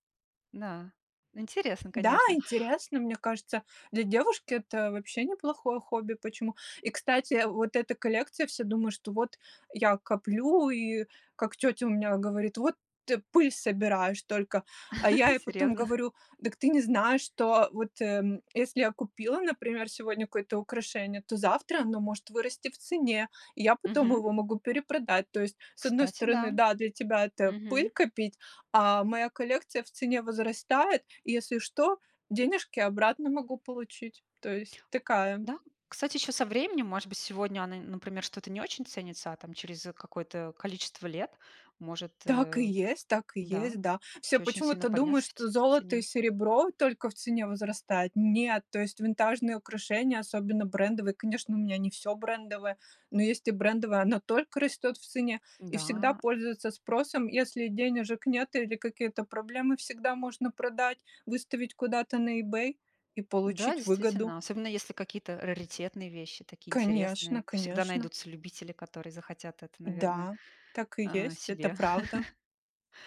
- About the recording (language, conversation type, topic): Russian, podcast, Какое у вас любимое хобби и как и почему вы им увлеклись?
- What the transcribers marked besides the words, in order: laugh; other background noise; tapping; chuckle